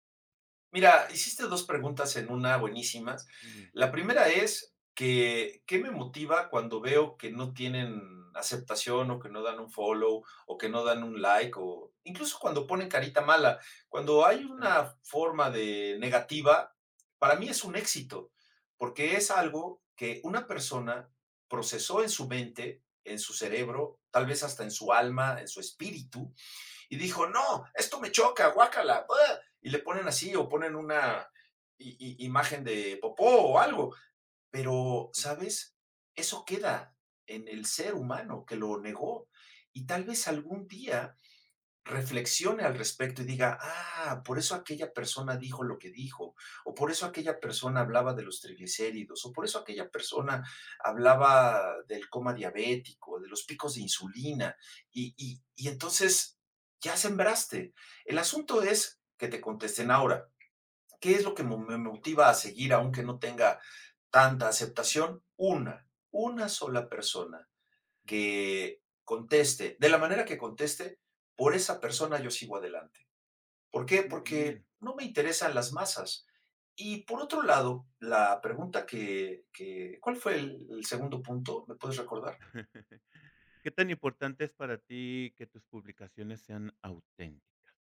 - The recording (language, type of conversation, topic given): Spanish, podcast, ¿Qué te motiva a compartir tus creaciones públicamente?
- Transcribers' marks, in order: unintelligible speech; chuckle